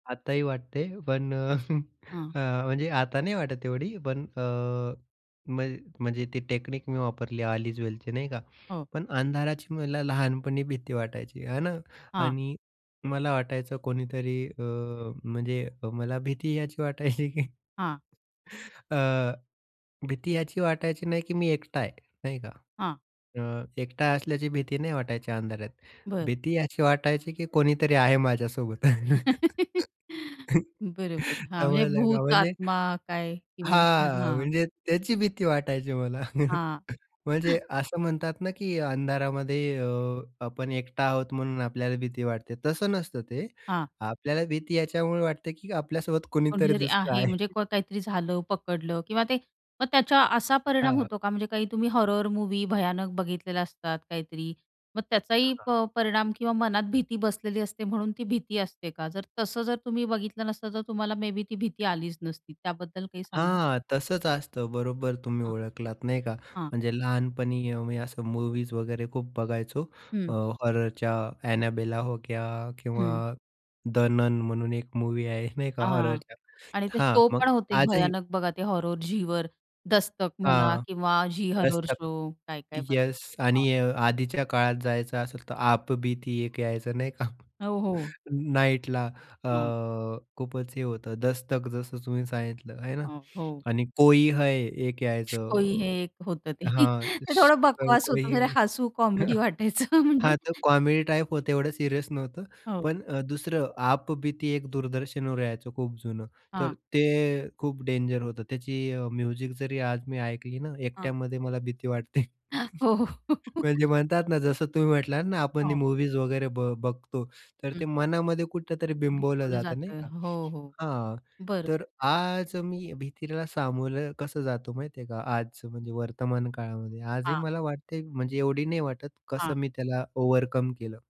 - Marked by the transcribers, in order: chuckle; in English: "ऑल इज वेलची"; laughing while speaking: "वाटायची की"; tapping; chuckle; laugh; laughing while speaking: "समजलं का? म्हणजे"; unintelligible speech; chuckle; chuckle; laughing while speaking: "आहे"; other background noise; chuckle; chuckle; chuckle; laughing while speaking: "वाटायचं"; chuckle; laughing while speaking: "वाटते"; scoff; laughing while speaking: "हो, हो"; chuckle; in English: "ओव्हरकम"
- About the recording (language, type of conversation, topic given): Marathi, podcast, भीतीशी सामना करण्याची तुमची पद्धत काय आहे?